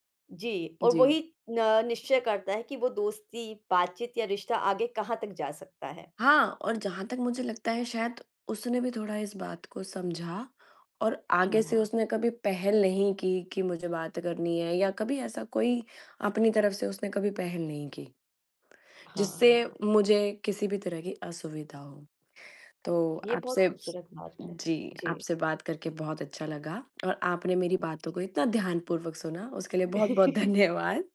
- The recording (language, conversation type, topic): Hindi, podcast, सफ़र के दौरान आपकी किसी अनजान से पहली बार दोस्ती कब हुई?
- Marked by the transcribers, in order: other background noise; tapping; chuckle; laughing while speaking: "धन्यवाद"